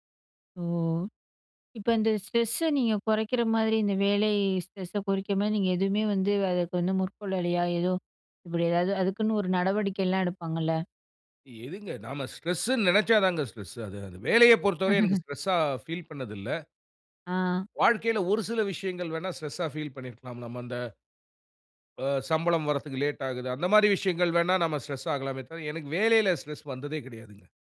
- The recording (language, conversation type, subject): Tamil, podcast, இரவில்தூங்குவதற்குமுன் நீங்கள் எந்த வரிசையில் என்னென்ன செய்வீர்கள்?
- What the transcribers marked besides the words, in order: "மேற்கொள்ளலயா" said as "முற்கொள்ளலயா"; laugh